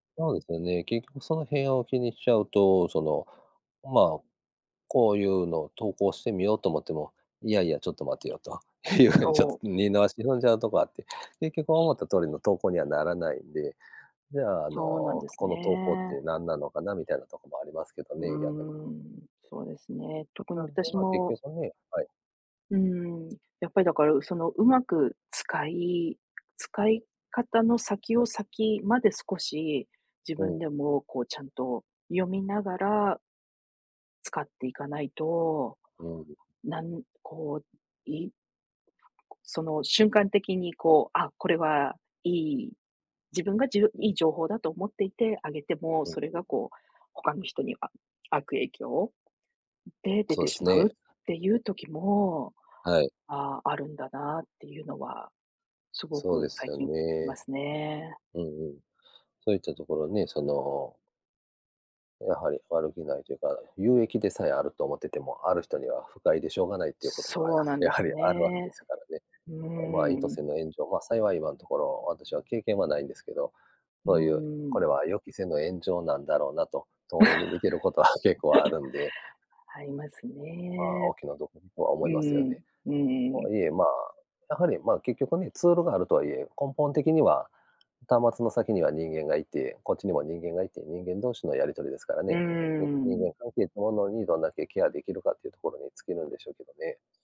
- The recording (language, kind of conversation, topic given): Japanese, unstructured, SNSは人間関係にどのような影響を与えていると思いますか？
- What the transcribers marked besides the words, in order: tapping; other background noise; laughing while speaking: "いうふうにちょっと"; unintelligible speech; giggle; other noise